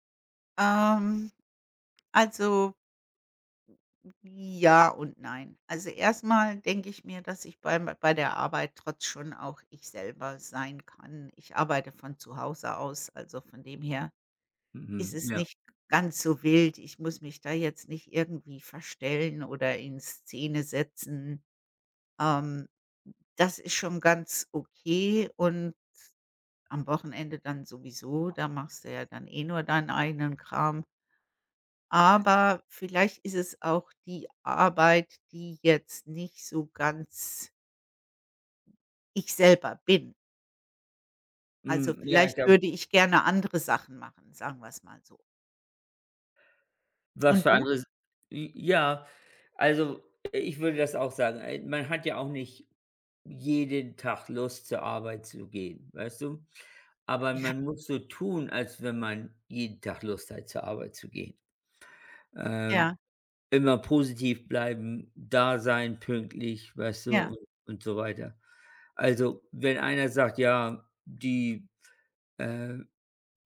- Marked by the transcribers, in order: drawn out: "Ähm"; other background noise
- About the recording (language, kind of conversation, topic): German, unstructured, Was gibt dir das Gefühl, wirklich du selbst zu sein?
- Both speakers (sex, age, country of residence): female, 55-59, United States; male, 55-59, United States